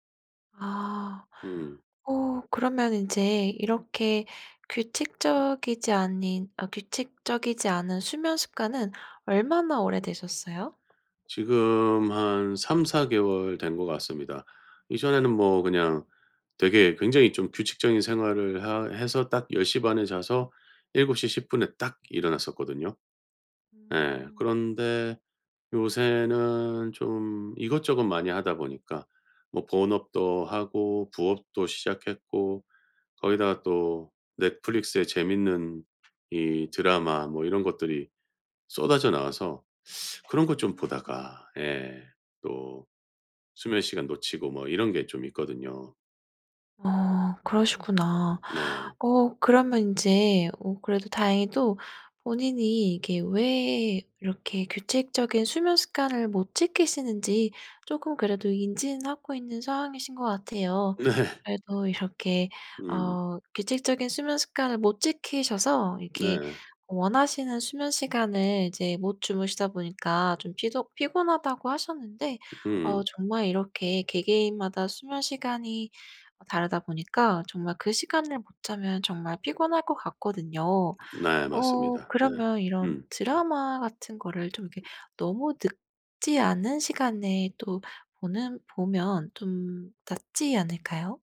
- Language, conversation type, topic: Korean, advice, 규칙적인 수면 습관을 지키지 못해서 낮에 계속 피곤한데 어떻게 하면 좋을까요?
- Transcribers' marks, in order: other background noise; teeth sucking; tapping; laughing while speaking: "네"